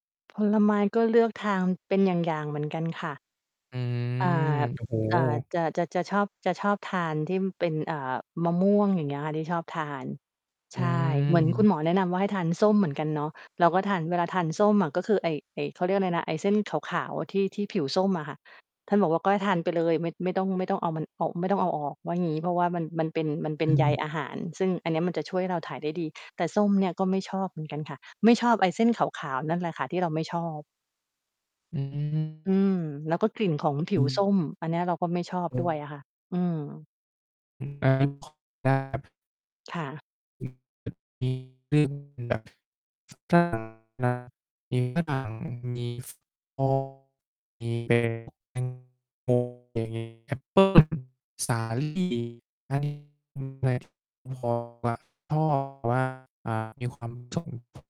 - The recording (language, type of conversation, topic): Thai, advice, ฉันพยายามกินผักแต่ไม่ชอบรสชาติและรู้สึกท้อ ควรทำอย่างไรดี?
- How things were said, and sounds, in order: mechanical hum; other background noise; tapping; distorted speech; static; unintelligible speech; unintelligible speech; unintelligible speech; unintelligible speech; unintelligible speech; unintelligible speech; unintelligible speech